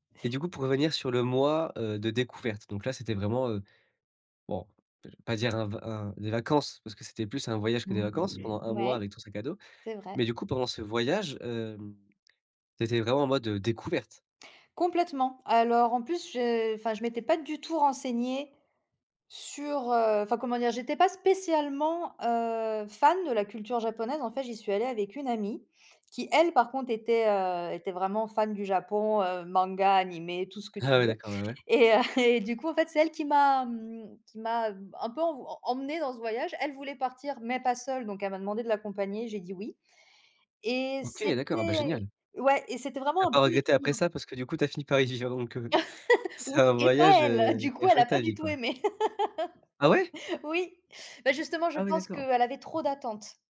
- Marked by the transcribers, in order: other background noise; laughing while speaking: "Ah"; laughing while speaking: "heu"; laugh; laughing while speaking: "vivre donc heu"; laugh; surprised: "Ah ouais ?"
- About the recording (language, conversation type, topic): French, podcast, Quels conseils donnes-tu pour voyager comme un local ?